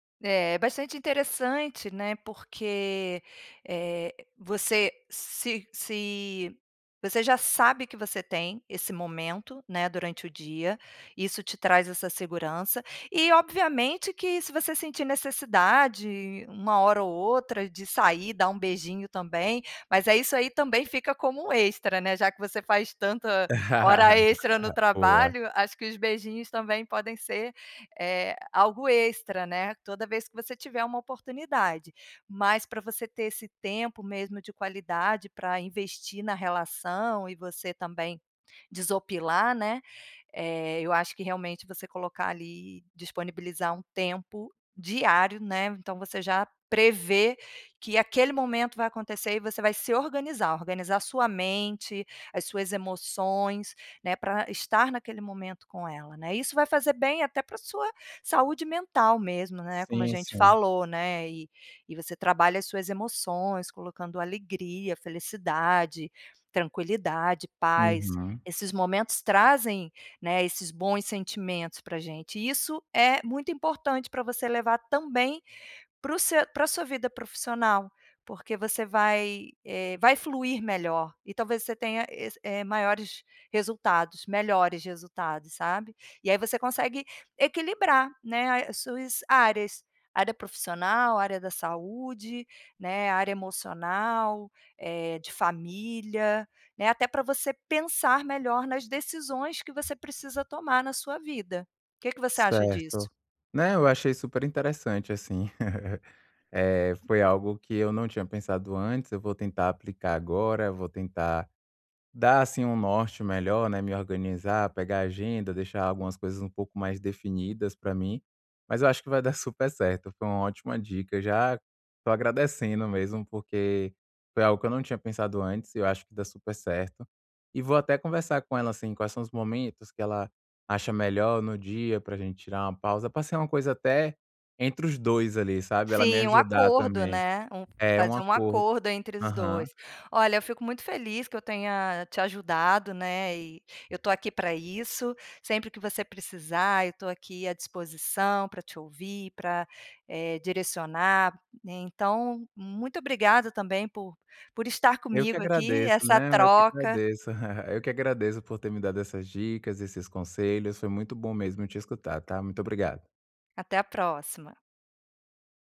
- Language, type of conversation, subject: Portuguese, advice, Como posso equilibrar o trabalho na minha startup e a vida pessoal sem me sobrecarregar?
- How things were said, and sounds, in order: laugh; tapping; laugh; other noise; laugh